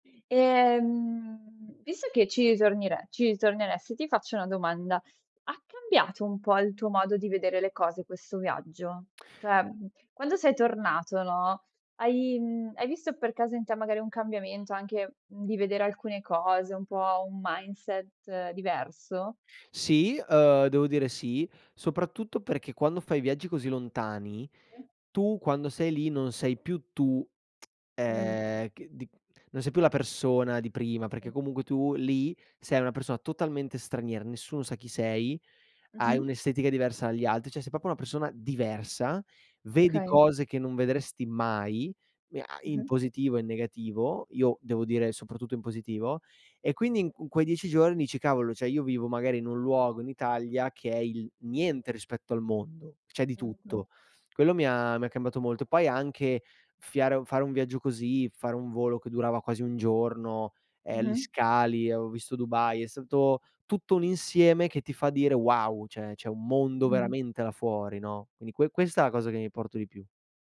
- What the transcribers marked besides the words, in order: in English: "mindset"; other background noise; tsk; "persona" said as "persoa"; "Cioè" said as "ceh"; "proprio" said as "popio"; "cioè" said as "ceh"; "Avevo" said as "avo"; "Cioè" said as "ceh"
- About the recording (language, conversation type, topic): Italian, podcast, Qual è un viaggio che ti ha fatto cambiare prospettiva su una cultura?